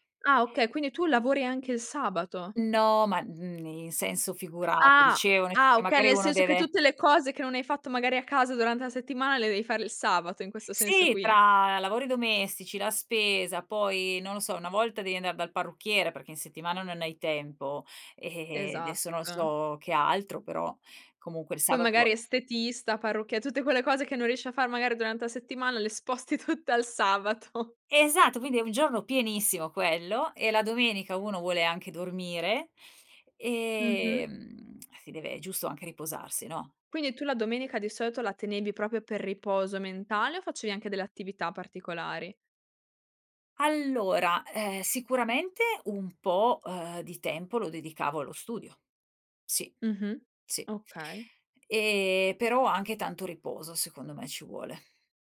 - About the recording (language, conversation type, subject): Italian, podcast, Come riuscivi a trovare il tempo per imparare, nonostante il lavoro o la scuola?
- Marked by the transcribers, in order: laughing while speaking: "tutte al sabato"; lip smack; "proprio" said as "propio"